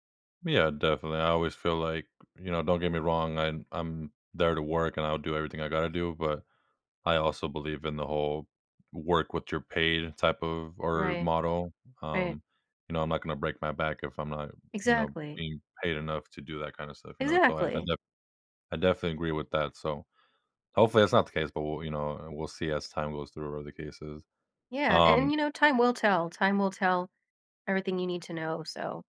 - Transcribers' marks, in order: none
- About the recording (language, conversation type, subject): English, advice, How can I position myself for a promotion at my company?
- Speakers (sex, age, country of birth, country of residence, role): female, 30-34, United States, United States, advisor; male, 25-29, United States, United States, user